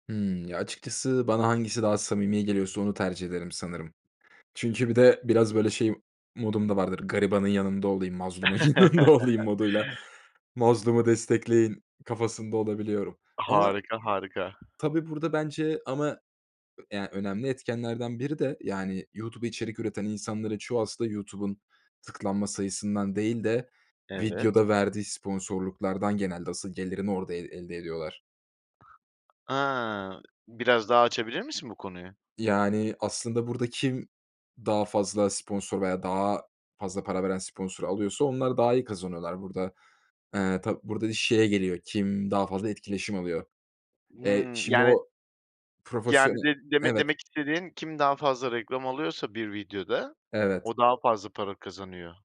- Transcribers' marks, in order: chuckle; laughing while speaking: "yanında olayım"; tapping; other background noise
- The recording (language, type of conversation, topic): Turkish, podcast, Sence geleneksel televizyon kanalları mı yoksa çevrim içi yayın platformları mı daha iyi?